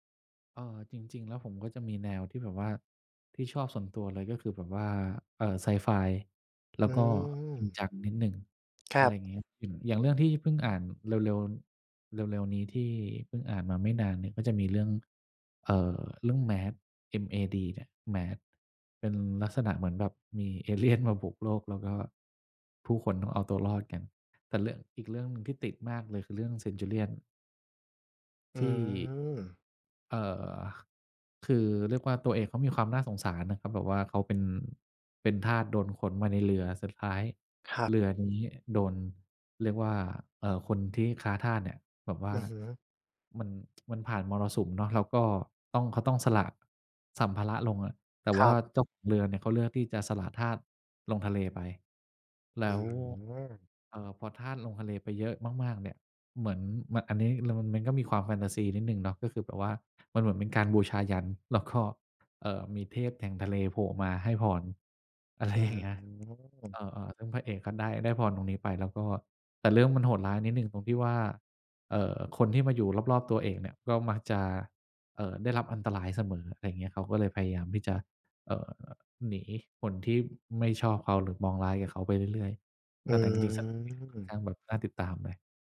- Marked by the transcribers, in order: laughing while speaking: "เลี่ยน"; tsk; laughing while speaking: "อะไรอย่างเงี้ย"; tapping
- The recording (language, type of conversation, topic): Thai, podcast, ช่วงนี้คุณได้กลับมาทำงานอดิเรกอะไรอีกบ้าง แล้วอะไรทำให้คุณอยากกลับมาทำอีกครั้ง?